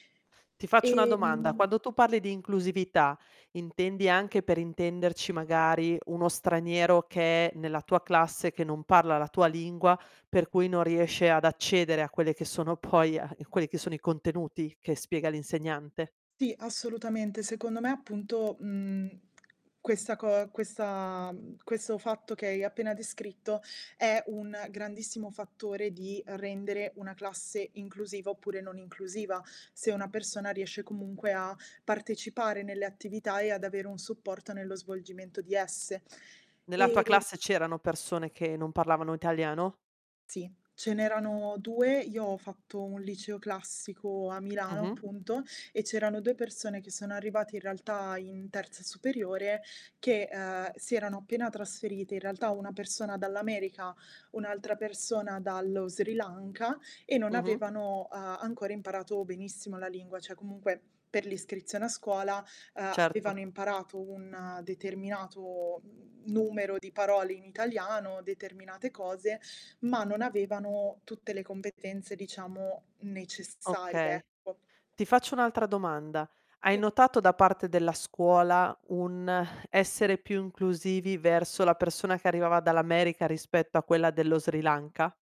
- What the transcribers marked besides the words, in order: tapping; other background noise; static; distorted speech; "cioè" said as "ceh"
- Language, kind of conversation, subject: Italian, podcast, Come si potrebbe rendere la scuola più inclusiva, secondo te?